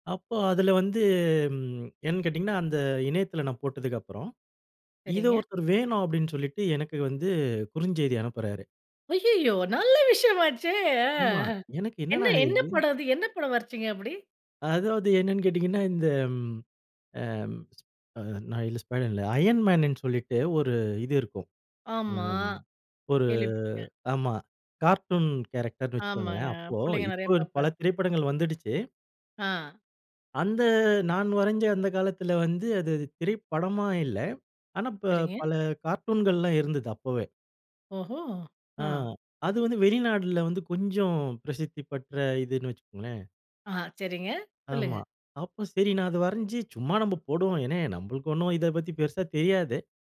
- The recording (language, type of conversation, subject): Tamil, podcast, சுயமாகக் கற்றுக்கொண்ட ஒரு திறனைப் பெற்றுக்கொண்ட ஆரம்பப் பயணத்தைப் பற்றி சொல்லுவீங்களா?
- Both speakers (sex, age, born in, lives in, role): female, 40-44, India, India, host; male, 40-44, India, India, guest
- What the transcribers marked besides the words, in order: laughing while speaking: "நல்ல விஷயம் ஆச்சே. ஆ"; in English: "ஸ்பைடர்"; in English: "ஐயன் மேன்ன்னு"; in English: "கார்ட்டூன் கேரக்டர்ன்னு"